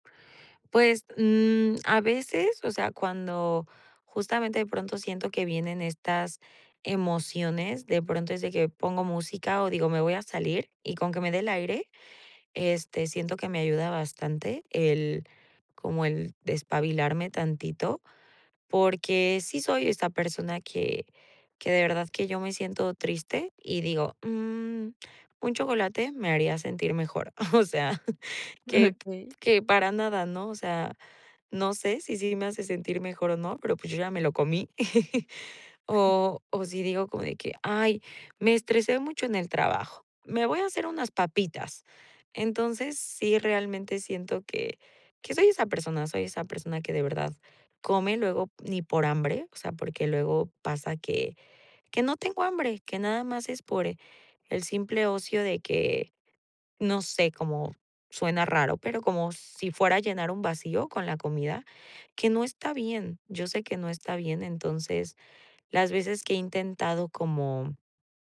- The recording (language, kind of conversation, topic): Spanish, advice, ¿Cómo puedo controlar los antojos y gestionar mis emociones sin sentirme mal?
- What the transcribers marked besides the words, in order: chuckle; chuckle; other background noise